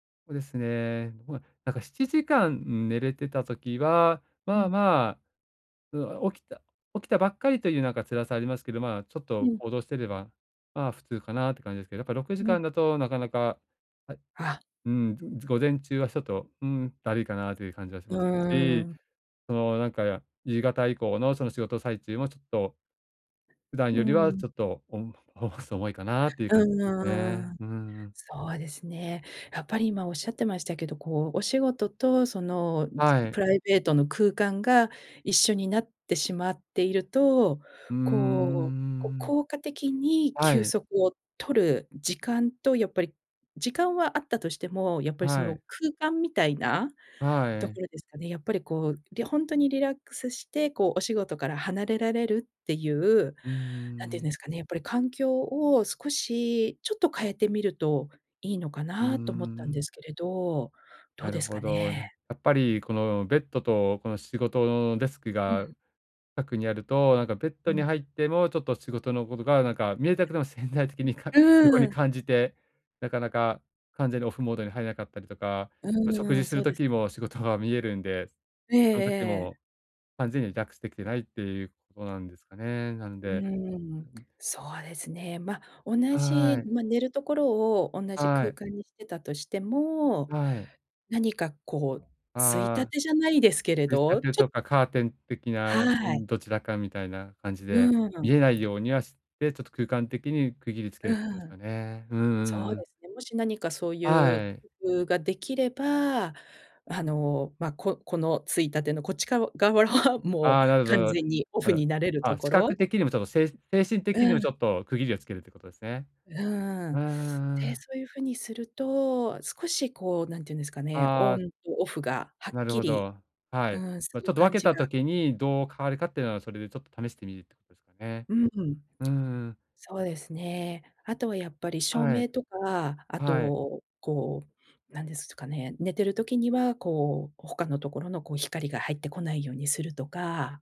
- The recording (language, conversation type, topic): Japanese, advice, 家で効果的に休息するにはどうすればよいですか？
- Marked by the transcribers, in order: drawn out: "うーん"; other noise; unintelligible speech; laughing while speaking: "側は"